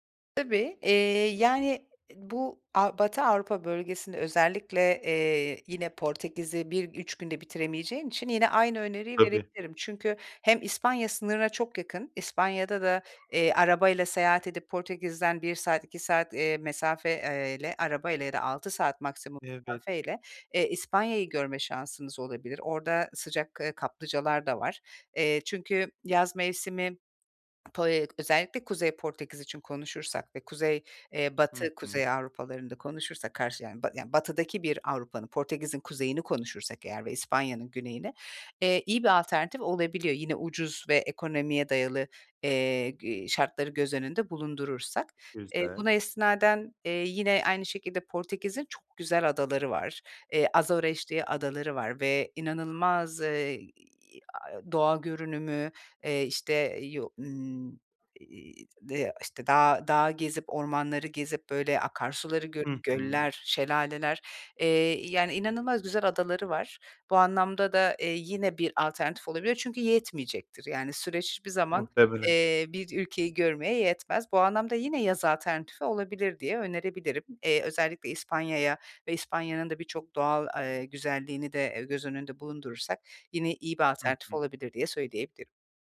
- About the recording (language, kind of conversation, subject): Turkish, advice, Seyahatimi planlarken nereden başlamalı ve nelere dikkat etmeliyim?
- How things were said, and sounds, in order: other noise; tapping; "mesafeyle" said as "mesafeeyle"; other background noise; unintelligible speech